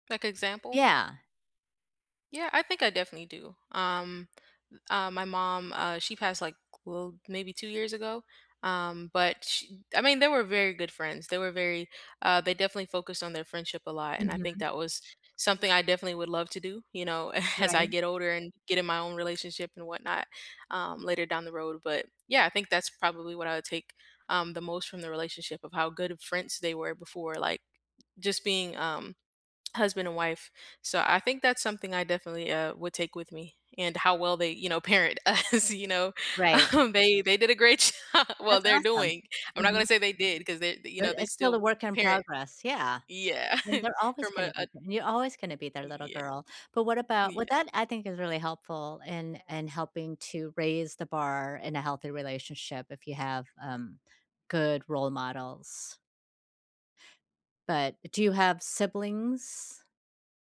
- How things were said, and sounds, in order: laughing while speaking: "as"; tapping; laughing while speaking: "parent us"; laughing while speaking: "um"; laughing while speaking: "job!"; other background noise; chuckle
- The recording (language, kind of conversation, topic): English, unstructured, Why do people stay in unhealthy relationships?